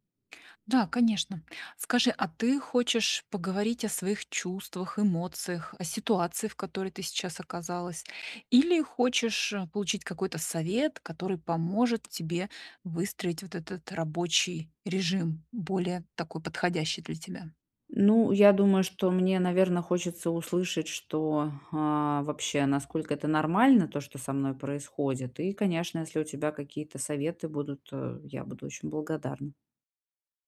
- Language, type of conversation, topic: Russian, advice, Как мне вернуть устойчивый рабочий ритм и выстроить личные границы?
- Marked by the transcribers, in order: tapping